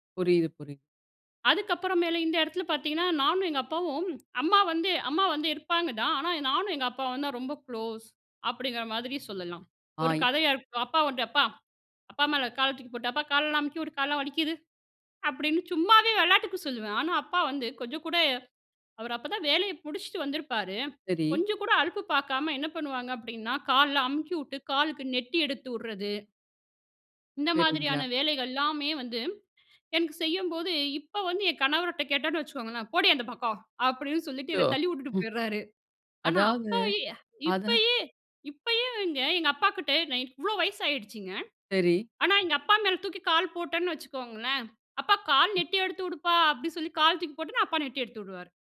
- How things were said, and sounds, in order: tapping; inhale; other noise
- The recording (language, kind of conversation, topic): Tamil, podcast, உங்கள் குழந்தைப் பருவத்தில் உங்களுக்கு உறுதுணையாக இருந்த ஹீரோ யார்?